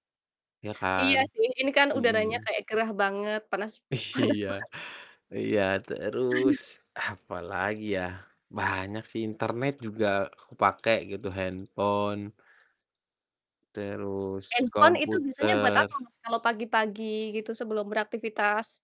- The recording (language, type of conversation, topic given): Indonesian, unstructured, Apa manfaat terbesar teknologi dalam kehidupan sehari-hari?
- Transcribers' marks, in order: distorted speech; laughing while speaking: "panas banget"; laughing while speaking: "Iya"; static; other background noise